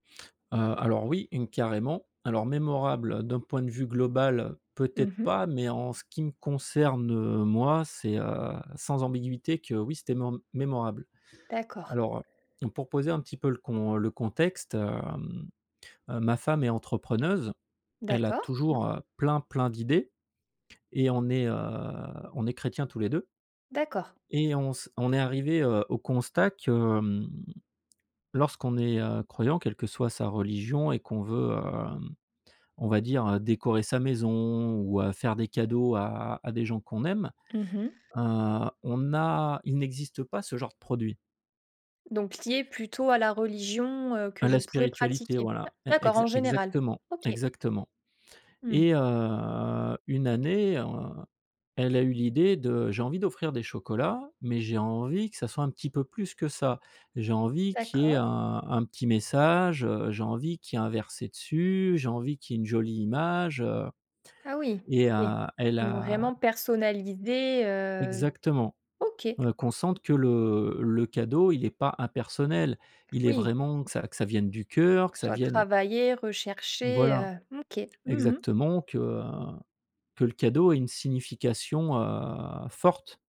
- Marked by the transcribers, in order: none
- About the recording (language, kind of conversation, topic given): French, podcast, Peux-tu nous raconter une collaboration créative mémorable ?